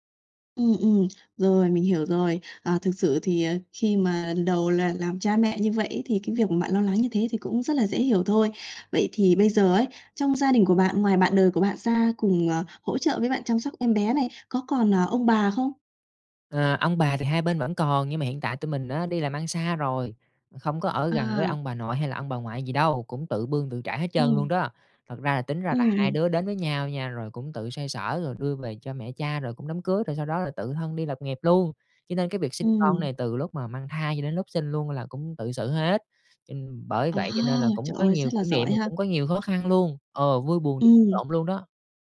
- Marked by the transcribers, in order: other noise; other background noise; tapping; unintelligible speech
- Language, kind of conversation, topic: Vietnamese, advice, Bạn cảm thấy thế nào khi lần đầu trở thành cha/mẹ, và bạn lo lắng nhất điều gì về những thay đổi trong cuộc sống?